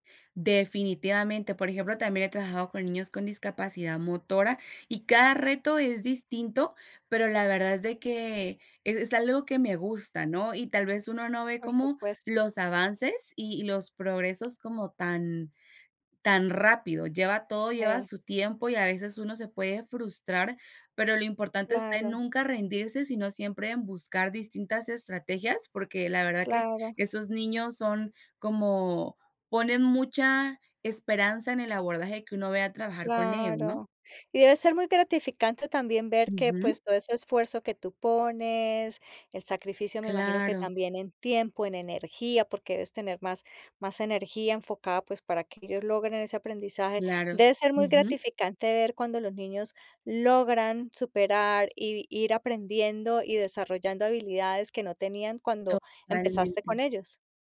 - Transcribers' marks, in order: none
- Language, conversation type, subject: Spanish, podcast, ¿Qué te impulsa más: la pasión o la seguridad?